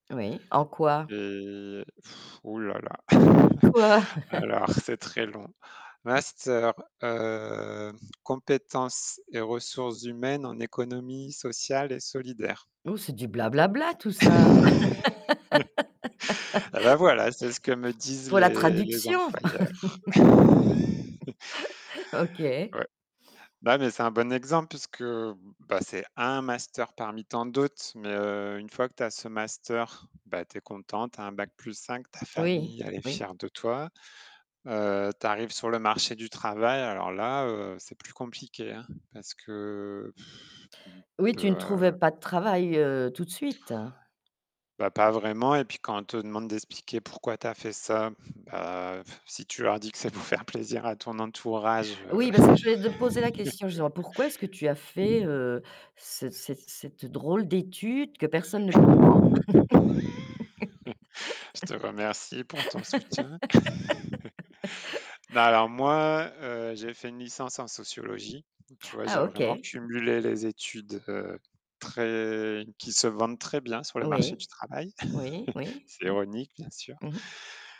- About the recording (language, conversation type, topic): French, podcast, Quel conseil donnerais-tu à ton moi de 16 ans ?
- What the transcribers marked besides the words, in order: static; drawn out: "et"; blowing; chuckle; tapping; laugh; laugh; chuckle; blowing; other noise; chuckle; laugh; laugh; "Alors" said as "nalor"; distorted speech; laugh; chuckle